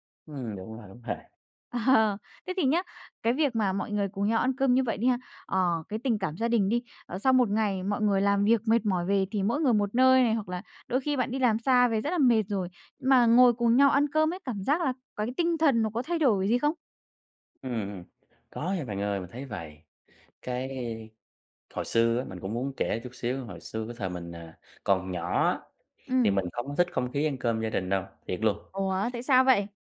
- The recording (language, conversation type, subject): Vietnamese, podcast, Gia đình bạn có truyền thống nào khiến bạn nhớ mãi không?
- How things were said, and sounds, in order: laugh